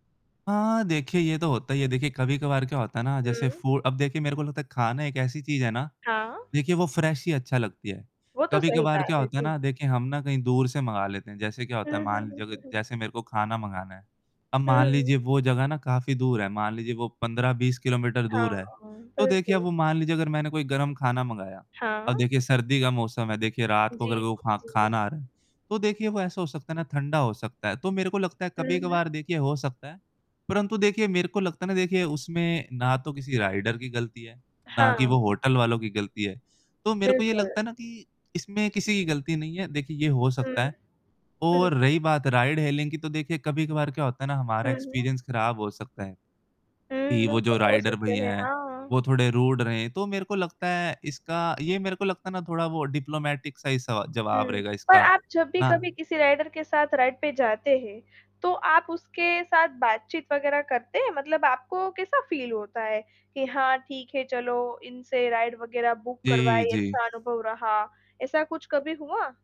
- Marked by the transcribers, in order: static; in English: "फ्रेश"; in English: "राइडर"; distorted speech; in English: "राइड हीलिंग"; in English: "एक्सपीरियंस"; in English: "राइडर"; in English: "रूड"; in English: "डिप्लोमैटिक"; in English: "राइडर"; in English: "राइड"; in English: "फील"; in English: "राइड"
- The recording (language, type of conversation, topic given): Hindi, podcast, राइड बुकिंग और खाना पहुँचाने वाले ऐप्स ने हमारी रोज़मर्रा की ज़िंदगी को कैसे बदला है?